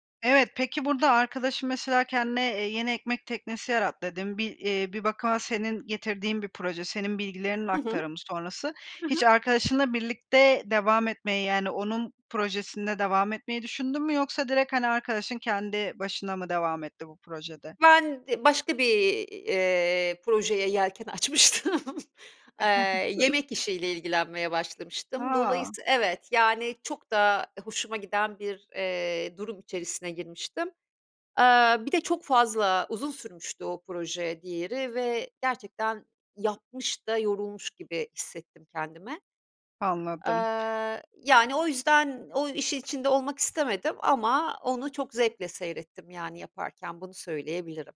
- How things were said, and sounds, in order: other background noise; laughing while speaking: "açmıştım"; chuckle; tapping
- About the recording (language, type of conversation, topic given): Turkish, podcast, Pişmanlıklarını geleceğe yatırım yapmak için nasıl kullanırsın?